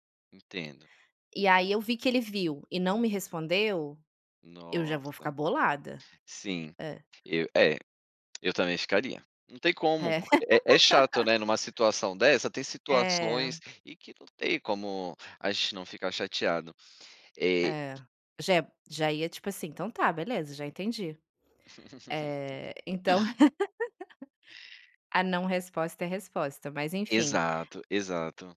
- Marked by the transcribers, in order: laugh; tapping; laugh; laugh
- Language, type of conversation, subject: Portuguese, podcast, Como você lida com confirmações de leitura e com o “visto”?